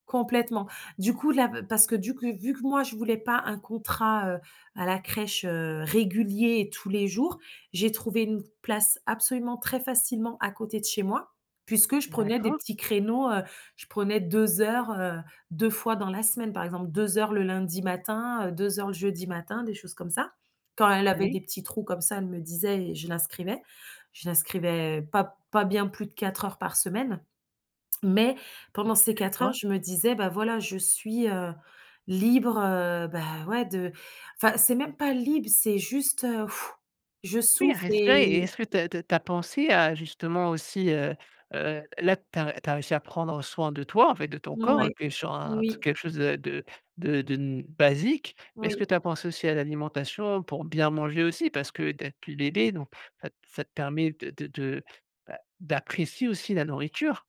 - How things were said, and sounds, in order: tapping; exhale
- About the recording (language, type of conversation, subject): French, advice, Comment avez-vous vécu la naissance de votre enfant et comment vous êtes-vous adapté(e) à la parentalité ?